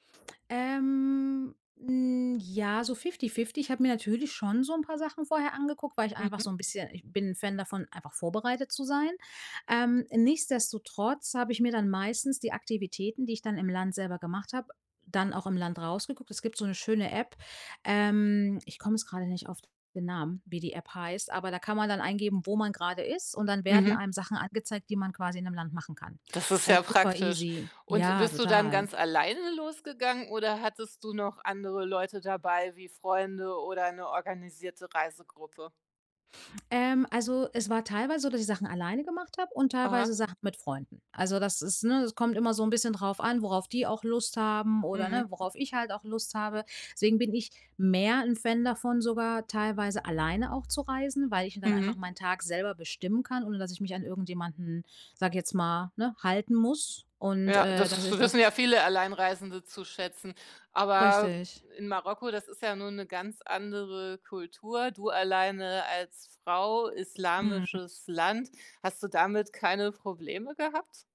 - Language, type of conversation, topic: German, podcast, Wie hat eine Reise deine Sicht auf das Leben nachhaltig verändert?
- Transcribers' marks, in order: drawn out: "Ähm"; other background noise